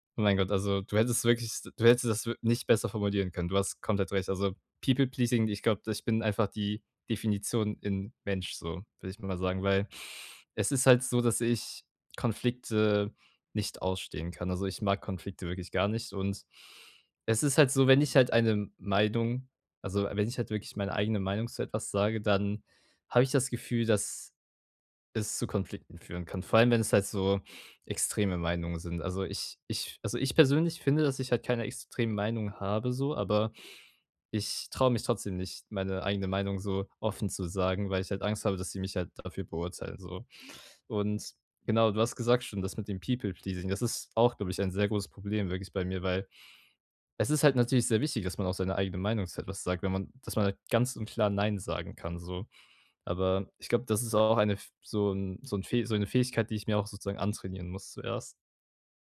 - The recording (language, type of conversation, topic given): German, advice, Wie kann ich bei Partys und Feiertagen weniger erschöpft sein?
- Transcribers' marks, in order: in English: "People Pleasing"; "Meinung" said as "Maldung"; in English: "People Pleasing"